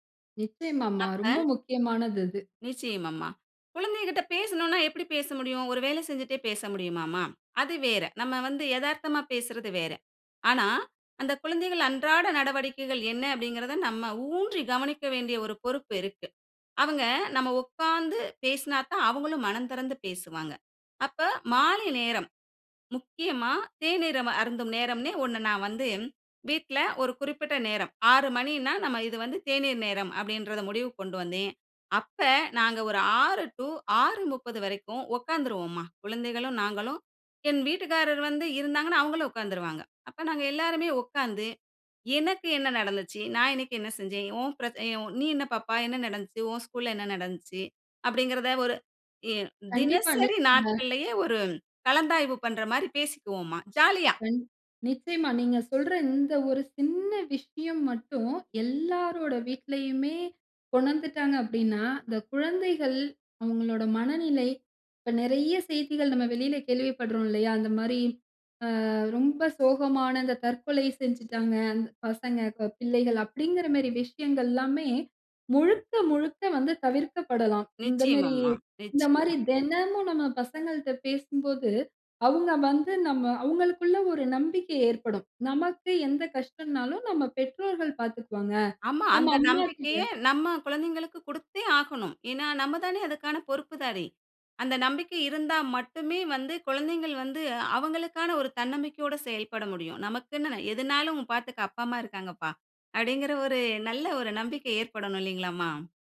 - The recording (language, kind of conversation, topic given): Tamil, podcast, வேலைக்கும் வீட்டுக்கும் சமநிலையை நீங்கள் எப்படி சாதிக்கிறீர்கள்?
- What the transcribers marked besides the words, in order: other background noise; trusting: "ஆமா! அந்த நம்பிக்கையை நம்ம குழந்தைங்களுக்கு … அப்பா, அம்மா இருக்காங்கப்பா!"